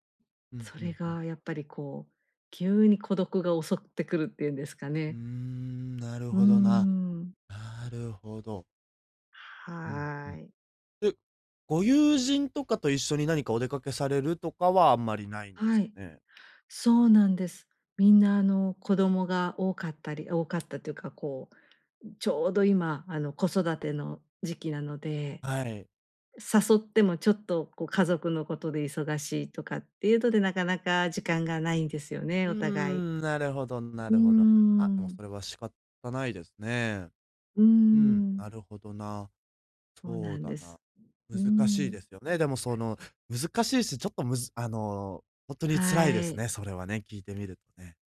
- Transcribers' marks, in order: other background noise
- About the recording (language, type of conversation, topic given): Japanese, advice, 別れた後の孤独感をどうやって乗り越えればいいですか？